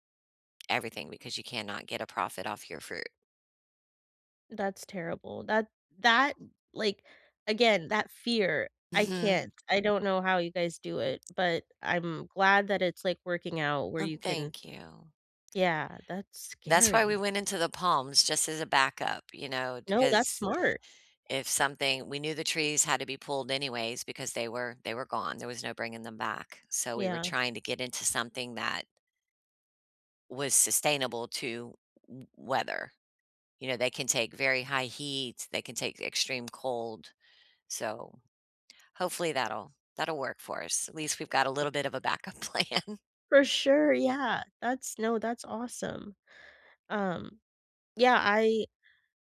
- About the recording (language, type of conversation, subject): English, unstructured, How do you deal with the fear of losing your job?
- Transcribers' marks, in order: tapping; other background noise; laughing while speaking: "plan"